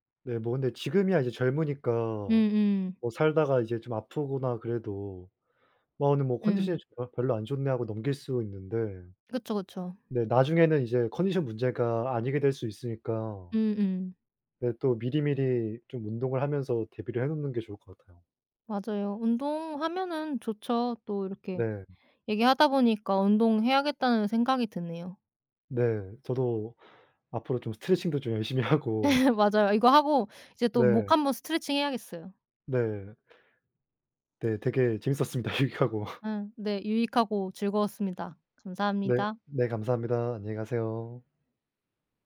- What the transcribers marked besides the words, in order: laughing while speaking: "하고"; laughing while speaking: "예"; laughing while speaking: "재밌었습니다. 유익하고"; laugh; other background noise
- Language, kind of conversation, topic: Korean, unstructured, 운동을 억지로 시키는 것이 옳을까요?